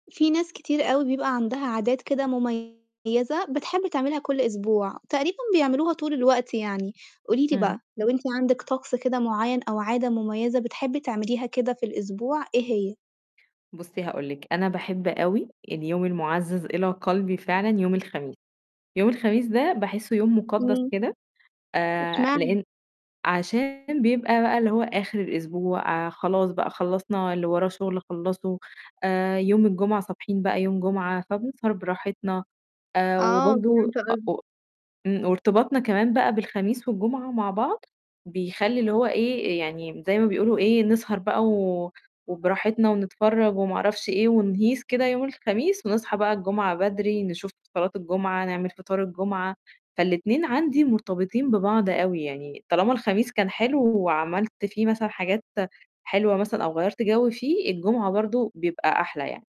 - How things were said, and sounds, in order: distorted speech
- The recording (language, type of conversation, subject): Arabic, podcast, تحكيلي عن عادة صغيرة بتفرّحك كل أسبوع؟